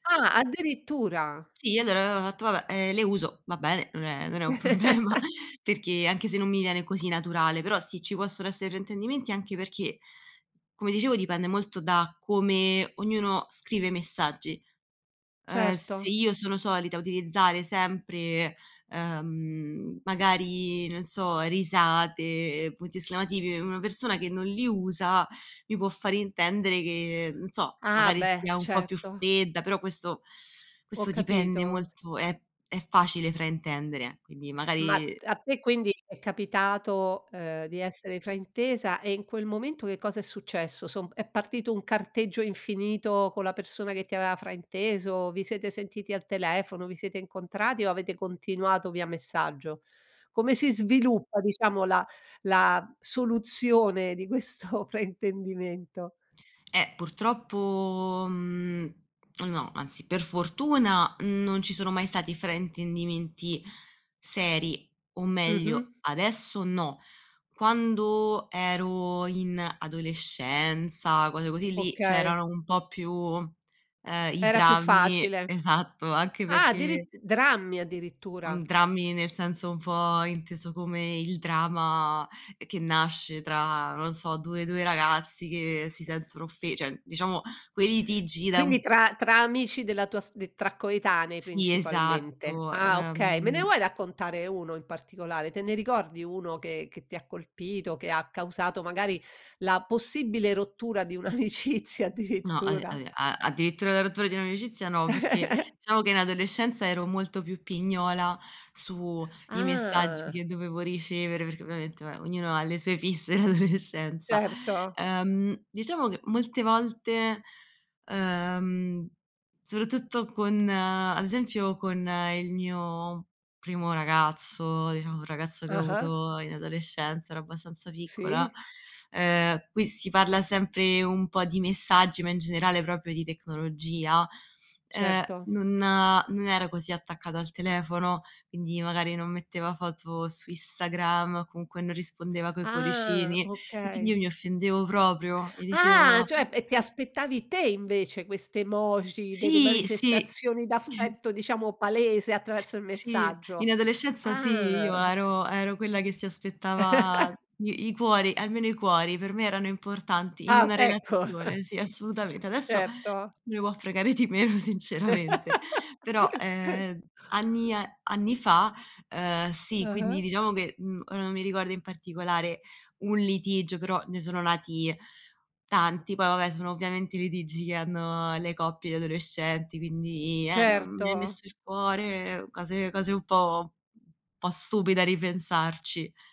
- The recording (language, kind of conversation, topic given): Italian, podcast, Preferisci parlare di persona o via messaggio, e perché?
- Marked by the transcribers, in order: unintelligible speech; chuckle; sniff; tapping; laughing while speaking: "non è un problema"; laughing while speaking: "di questo fraintendimento?"; laughing while speaking: "esatto"; laughing while speaking: "di un'amicizia addirittura?"; unintelligible speech; chuckle; drawn out: "Ah"; "vabbè" said as "be"; laughing while speaking: "in adolescenza"; stressed: "Ah"; other background noise; chuckle; chuckle; laughing while speaking: "ecco"; laughing while speaking: "me ne può fregare di meno sinceramente"; chuckle